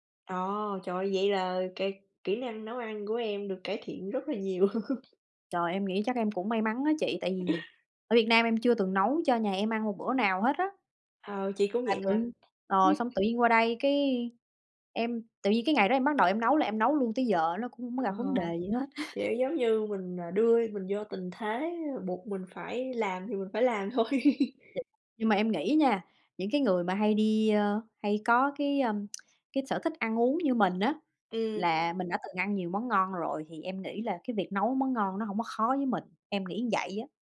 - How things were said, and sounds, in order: laugh; tapping; other noise; laugh; laughing while speaking: "thôi"; unintelligible speech; tsk
- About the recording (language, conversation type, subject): Vietnamese, unstructured, Bạn làm gì để cân bằng giữa tiết kiệm và chi tiêu cho sở thích cá nhân?